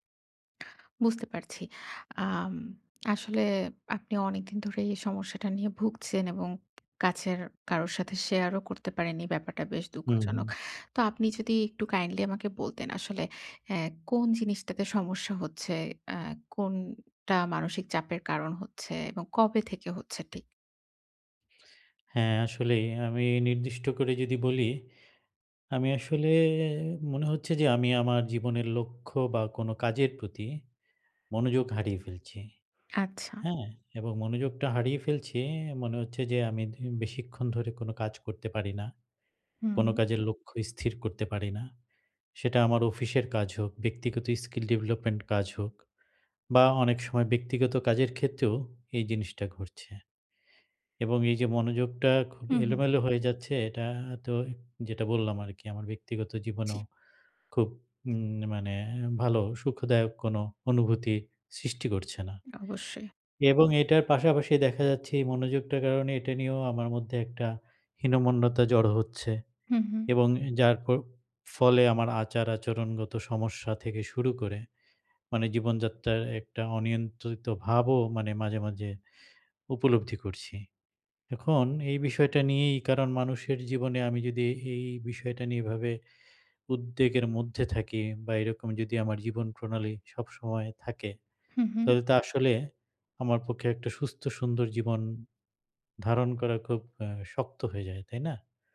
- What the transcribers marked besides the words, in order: other background noise; tapping; drawn out: "আসলে"; in English: "skill development"
- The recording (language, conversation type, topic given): Bengali, advice, মানসিক স্পষ্টতা ও মনোযোগ কীভাবে ফিরে পাব?